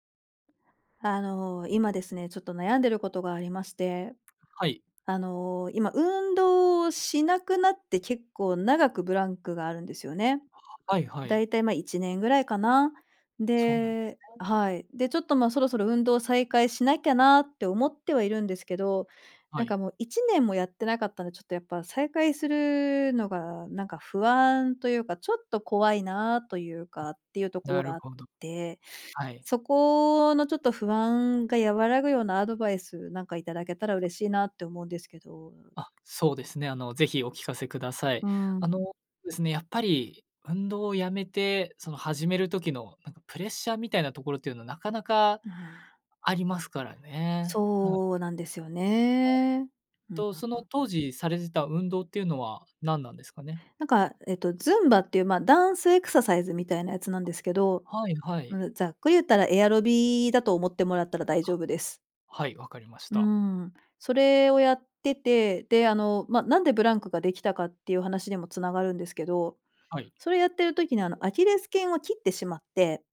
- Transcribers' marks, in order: other noise; other background noise
- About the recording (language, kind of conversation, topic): Japanese, advice, 長いブランクのあとで運動を再開するのが怖かったり不安だったりするのはなぜですか？